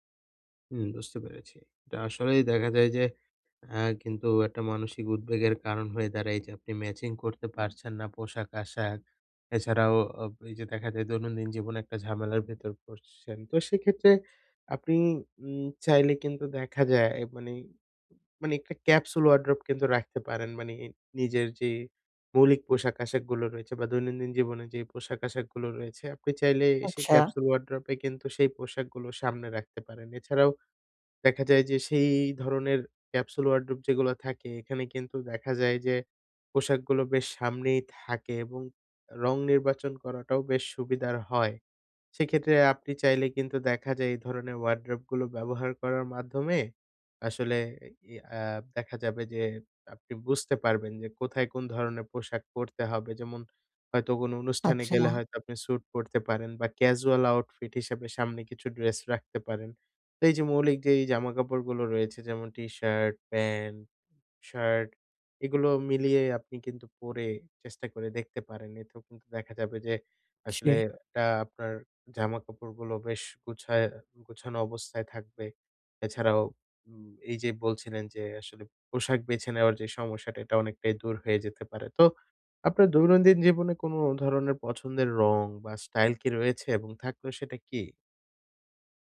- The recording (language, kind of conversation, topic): Bengali, advice, দৈনন্দিন জীবন, অফিস এবং দিন-রাতের বিভিন্ন সময়ে দ্রুত ও সহজে পোশাক কীভাবে বেছে নিতে পারি?
- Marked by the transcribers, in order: in English: "ক্যাজুয়াল আউটফিট"